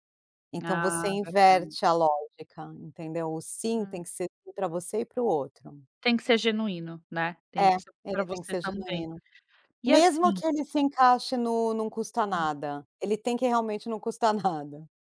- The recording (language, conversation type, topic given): Portuguese, podcast, O que te ajuda a dizer não sem culpa?
- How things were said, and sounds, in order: none